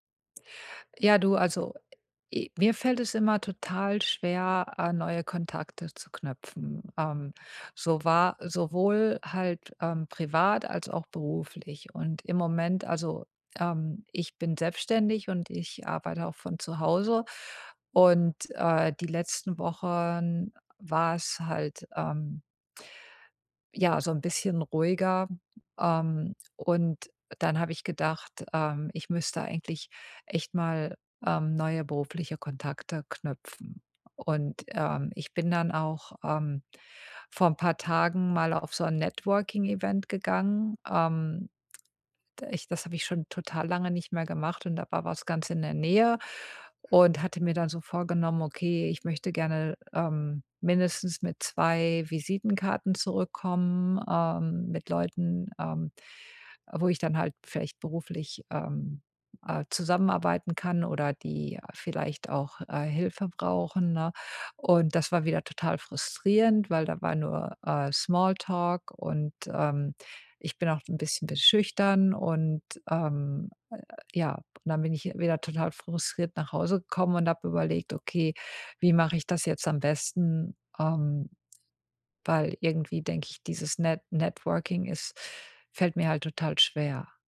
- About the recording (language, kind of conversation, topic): German, advice, Warum fällt mir Netzwerken schwer, und welche beruflichen Kontakte möchte ich aufbauen?
- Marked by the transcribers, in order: none